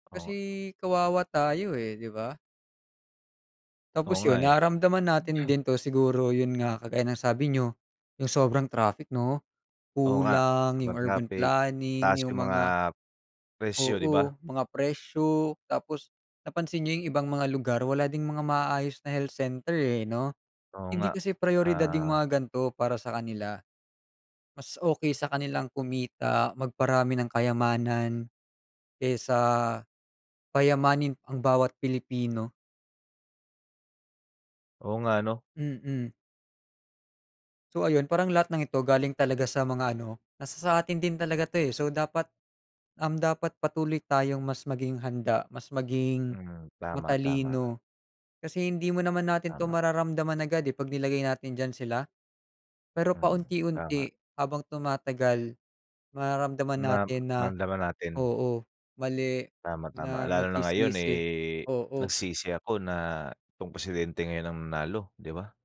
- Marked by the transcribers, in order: other background noise
- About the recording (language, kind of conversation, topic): Filipino, unstructured, Paano mo ipaliliwanag ang kahalagahan ng pagboto sa halalan?